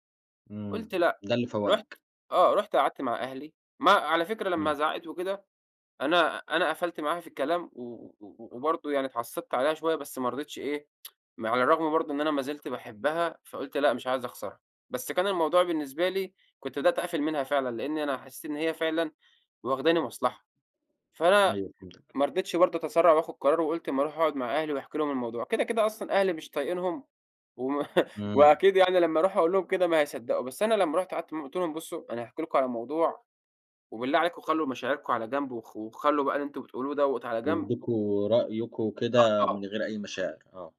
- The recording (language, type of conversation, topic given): Arabic, podcast, إزاي تقدر تبتدي صفحة جديدة بعد تجربة اجتماعية وجعتك؟
- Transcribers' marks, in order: tsk; chuckle